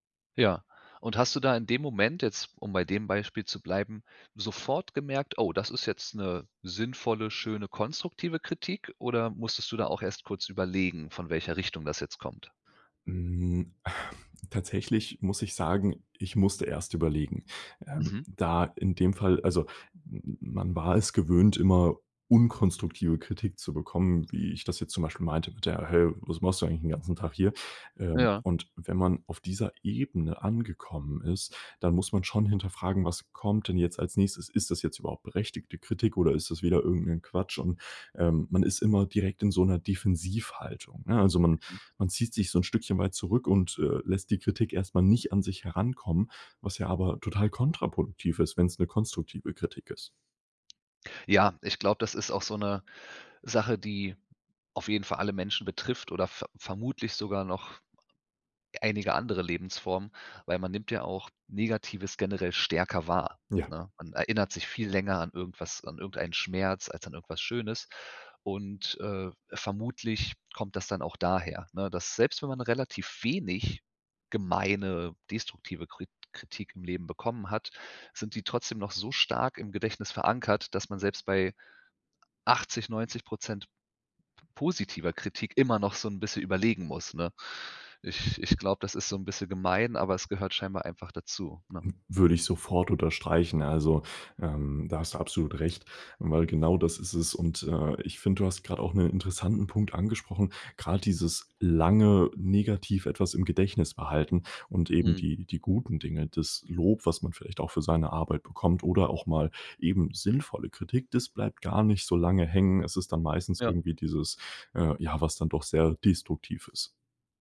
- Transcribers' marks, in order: chuckle
- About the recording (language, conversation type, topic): German, podcast, Wie gehst du mit Kritik an deiner Arbeit um?